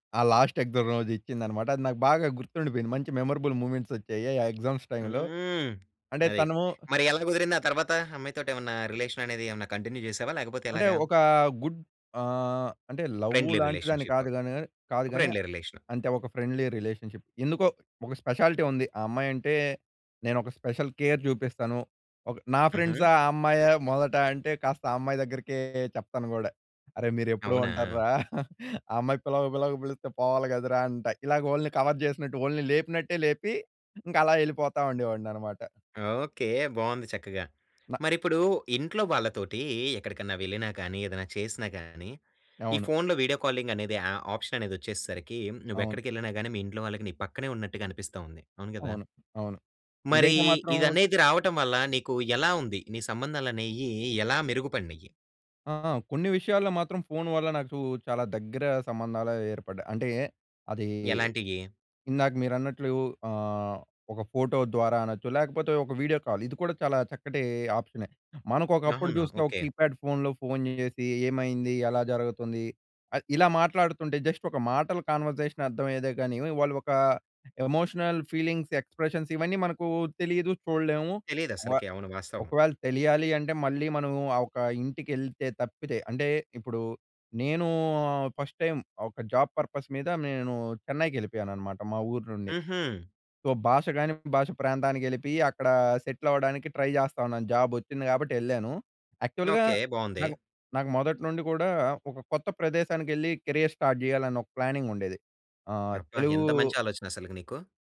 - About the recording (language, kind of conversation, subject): Telugu, podcast, మీ ఫోన్ వల్ల మీ సంబంధాలు ఎలా మారాయి?
- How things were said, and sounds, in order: in English: "ఎక్సామ్"; in English: "మెమరబుల్"; in English: "ఎగ్జామ్స్ టైమ్‌లో"; other background noise; in English: "రిలేషన్"; in English: "కంటిన్యూ"; in English: "గుడ్"; in English: "లవ్"; in English: "ఫ్రెండ్లీ రిలేషన్‌షిప్. ఫ్రెండ్లీ రిలేషన్"; in English: "ఫ్రెండ్లీ రిలేషన్షిప్"; in English: "స్పెషాలిటీ"; in English: "స్పెషల్ కేర్"; laughing while speaking: "ఉంటా‌ర్రా ఆ అమ్మాయి పిలవక పిలవ‌క పిలిస్తే పోవాలి కదరా అంట"; in English: "కవర్"; in English: "వీడియో కాలింగ్"; in English: "ఆప్షన్"; in English: "వీడియో కాల్"; in English: "ఆప్షనె"; in English: "కీప్యాడ్ ఫోన్‌లో"; in English: "జస్ట్"; in English: "కన్వర్జేషన్"; in English: "ఎమోషనల్ ఫీలింగ్స్ ఎక్స్ప్రెషన్స్"; in English: "ఫస్ట్ టైమ్"; in English: "జాబ్ పర్పస్"; in English: "చెన్నైకెళ్ళిపోయానన్నమాట"; in English: "సో"; in English: "సెటిల్ అవ్వడానికి ట్రై"; in English: "జాబ్"; in English: "యాక్చువల్‌గా"; in English: "కెరియర్ స్టార్ట్"; in English: "ప్లానింగ్"